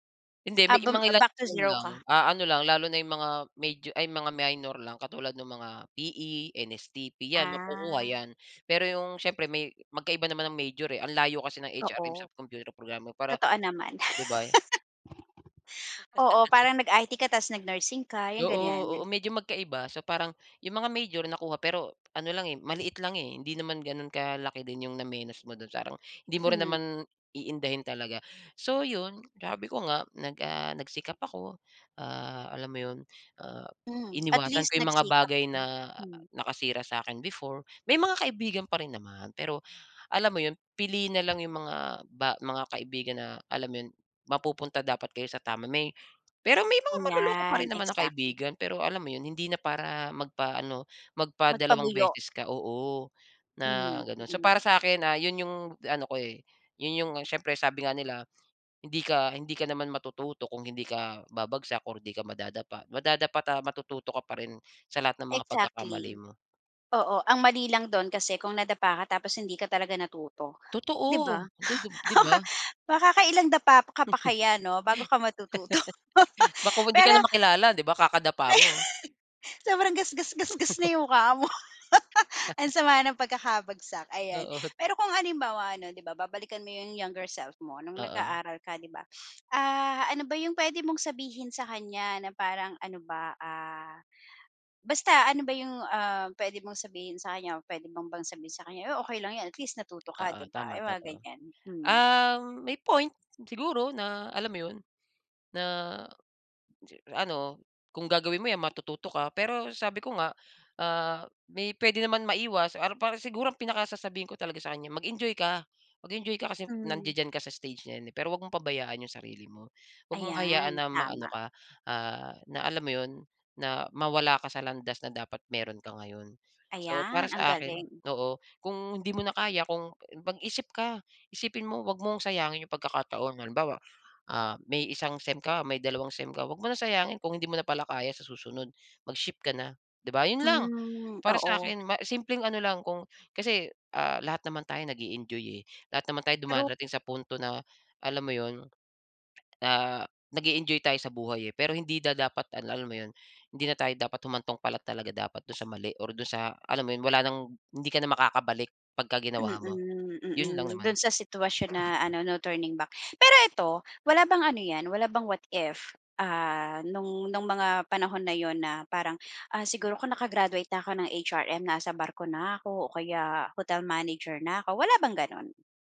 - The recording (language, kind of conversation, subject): Filipino, podcast, Paano ka bumabangon pagkatapos ng malaking bagsak?
- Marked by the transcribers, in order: laugh; other background noise; laugh; tapping; laugh; laugh; laughing while speaking: "dahil"; laugh; laughing while speaking: "mo"; laugh; chuckle; horn; in English: "No turning back"